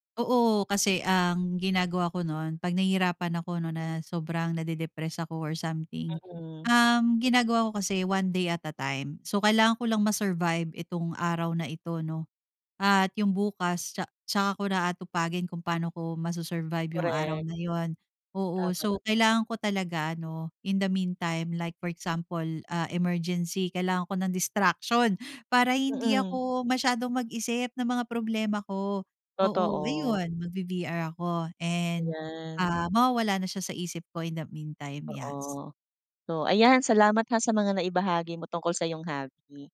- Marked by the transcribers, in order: "Yes" said as "Yas"
- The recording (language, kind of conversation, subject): Filipino, podcast, Paano nakakatulong ang libangan mo sa kalusugan ng isip mo?